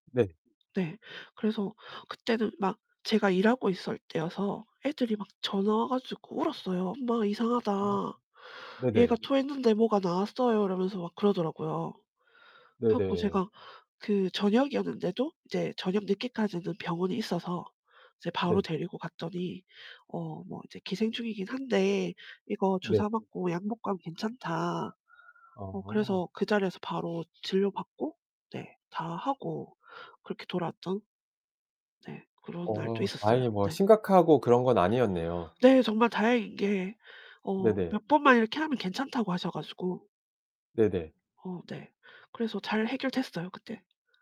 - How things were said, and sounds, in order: distorted speech; other background noise; tapping
- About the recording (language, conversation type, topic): Korean, podcast, 반려동물과 함께한 평범한 순간이 특별하게 느껴지는 이유는 무엇인가요?